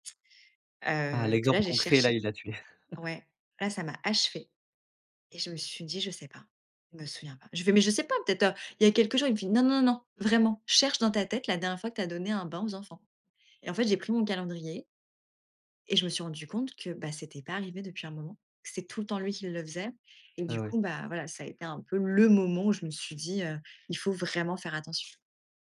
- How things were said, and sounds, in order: chuckle; stressed: "le"
- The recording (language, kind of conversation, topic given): French, podcast, Qu’est-ce qui fonctionne pour garder un bon équilibre entre le travail et la vie de famille ?